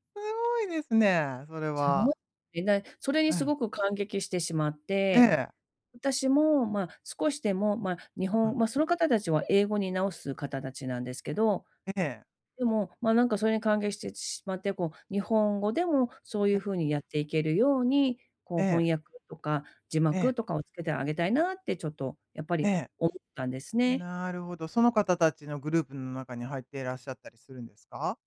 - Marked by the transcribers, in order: none
- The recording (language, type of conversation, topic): Japanese, advice, 仕事以外で自分の価値をどうやって見つけられますか？